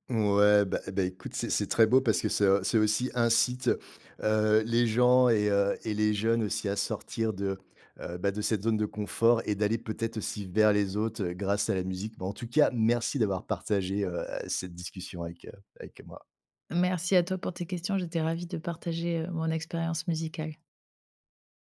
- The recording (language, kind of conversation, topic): French, podcast, Comment tes goûts musicaux ont-ils évolué avec le temps ?
- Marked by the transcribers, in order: stressed: "merci"